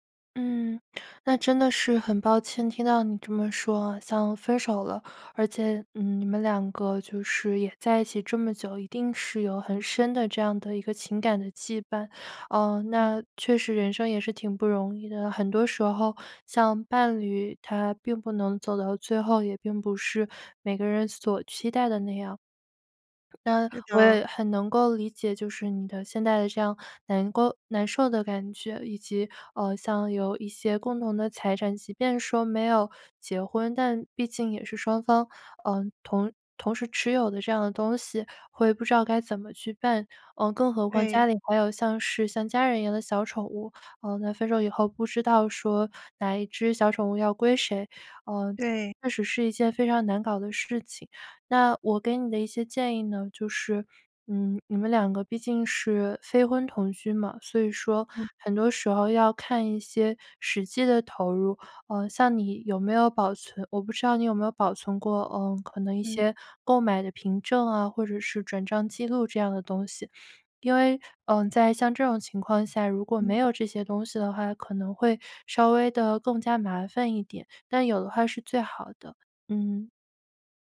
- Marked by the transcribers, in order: swallow
- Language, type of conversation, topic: Chinese, advice, 分手后共同财产或宠物的归属与安排发生纠纷，该怎么办？